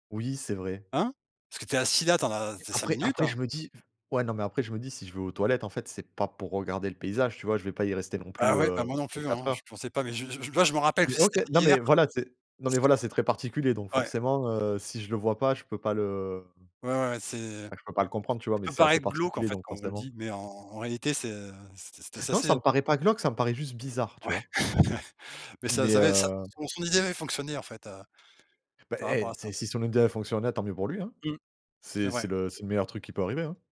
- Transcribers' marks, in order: other background noise; chuckle
- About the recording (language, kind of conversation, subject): French, unstructured, Quelle destination t’a le plus émerveillé ?